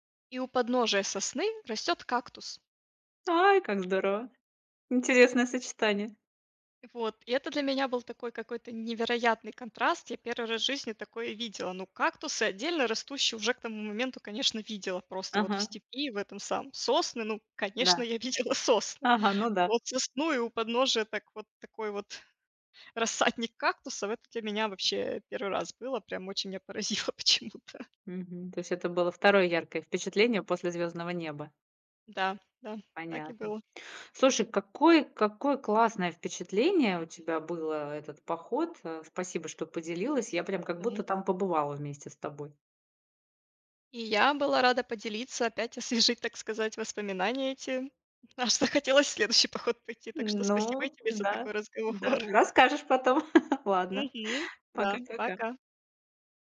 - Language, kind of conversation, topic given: Russian, podcast, Какой поход на природу был твоим любимым и почему?
- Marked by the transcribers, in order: tapping; laughing while speaking: "видела сосны"; laughing while speaking: "поразило почему-то"; laughing while speaking: "освежить"; laughing while speaking: "захотелось в следующий"; laughing while speaking: "разговор"; other background noise; chuckle